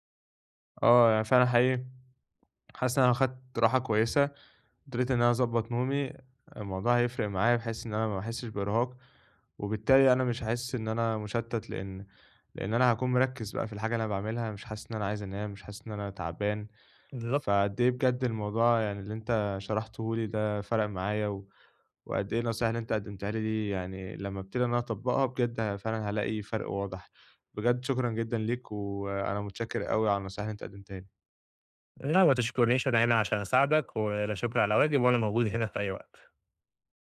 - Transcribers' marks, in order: tapping
- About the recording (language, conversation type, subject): Arabic, advice, ليه بقيت بتشتت ومش قادر أستمتع بالأفلام والمزيكا والكتب في البيت؟